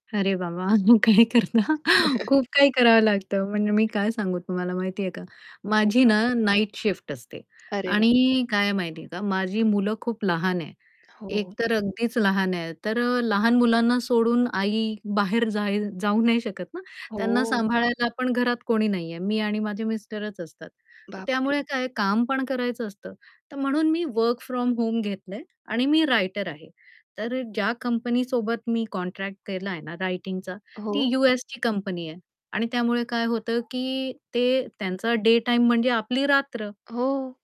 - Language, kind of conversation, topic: Marathi, podcast, कामामुळे झोप बिघडल्यास तुम्ही काय करता?
- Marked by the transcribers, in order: chuckle; laughing while speaking: "काय करणार"; other background noise; chuckle; distorted speech; tapping; in English: "वर्क फ्रॉम होम"; in English: "रायटर"